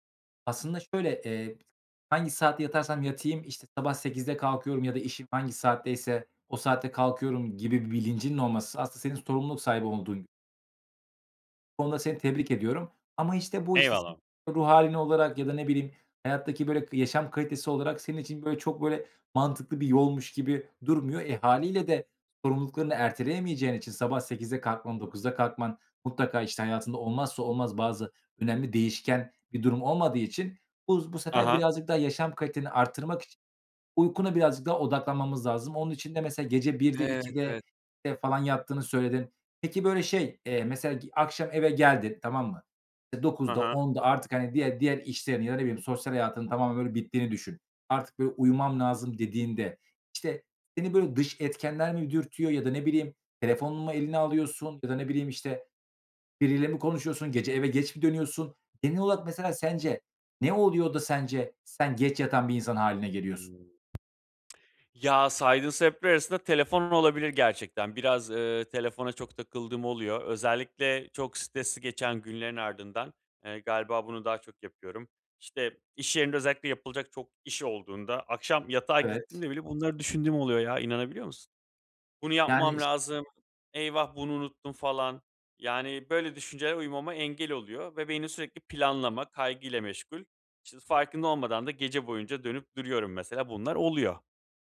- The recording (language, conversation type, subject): Turkish, advice, Yatmadan önce ekran kullanımını azaltmak uykuya geçişimi nasıl kolaylaştırır?
- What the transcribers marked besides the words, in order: other background noise; unintelligible speech; lip smack; tapping